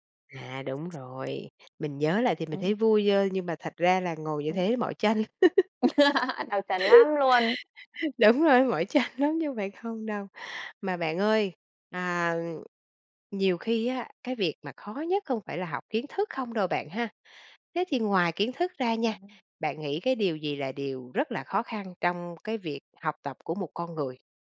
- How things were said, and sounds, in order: tapping; laugh; laughing while speaking: "chân"
- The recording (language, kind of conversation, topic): Vietnamese, podcast, Bạn có thể kể về trải nghiệm học tập đáng nhớ nhất của bạn không?